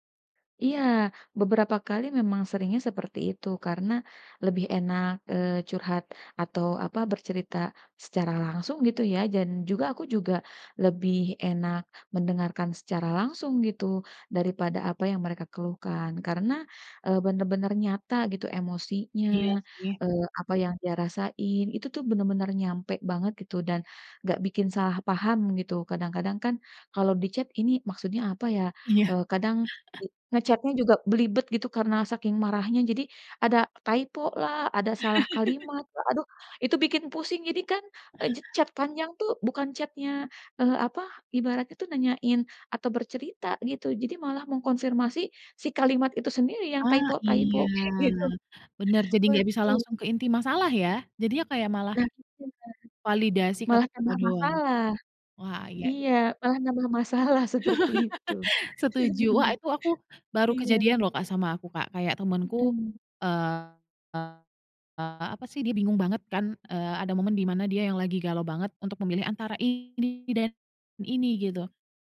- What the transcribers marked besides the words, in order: in English: "chat"; laughing while speaking: "Iya"; in English: "nge-chat-nya"; chuckle; in English: "typo"; laugh; in English: "chat"; in English: "chat-nya"; in English: "typo-typo"; laughing while speaking: "kayak gitu"; laugh
- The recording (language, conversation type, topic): Indonesian, podcast, Apa bedanya mendengarkan seseorang untuk membantu mencari jalan keluar dan mendengarkan untuk memberi dukungan emosional?